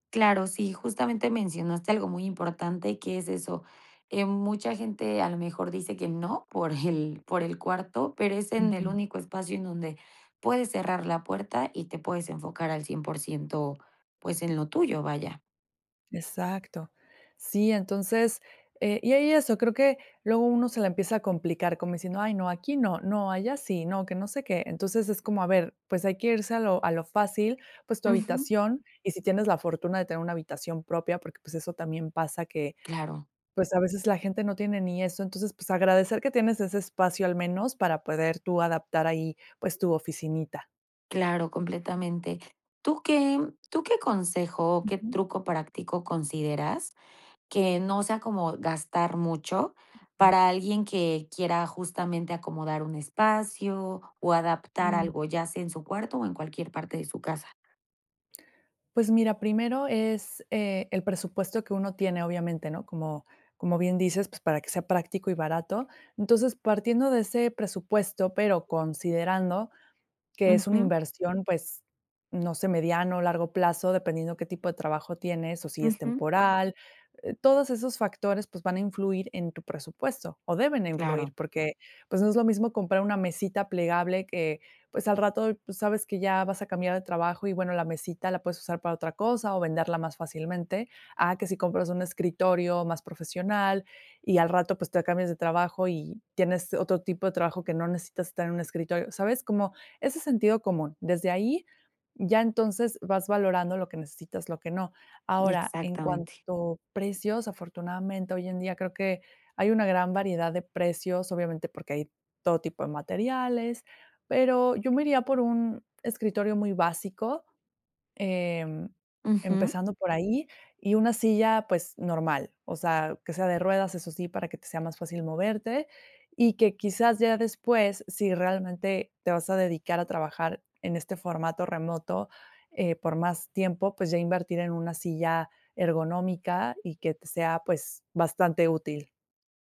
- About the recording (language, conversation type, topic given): Spanish, podcast, ¿Cómo organizarías un espacio de trabajo pequeño en casa?
- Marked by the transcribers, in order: other background noise